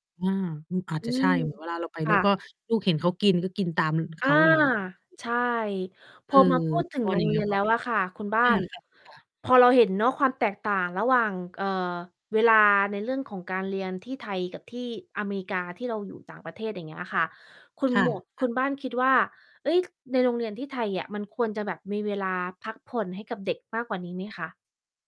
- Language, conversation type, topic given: Thai, unstructured, โรงเรียนควรเพิ่มเวลาพักผ่อนให้นักเรียนมากกว่านี้ไหม?
- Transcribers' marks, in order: mechanical hum; distorted speech; tapping